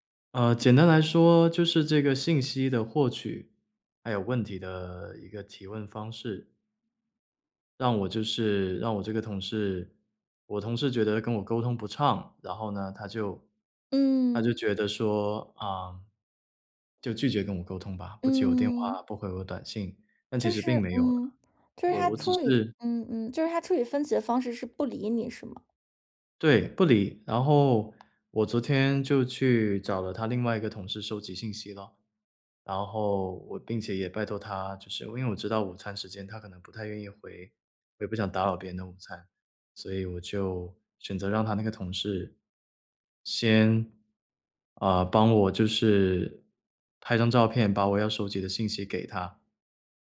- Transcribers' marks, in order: other background noise
- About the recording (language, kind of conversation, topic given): Chinese, podcast, 团队里出现分歧时你会怎么处理？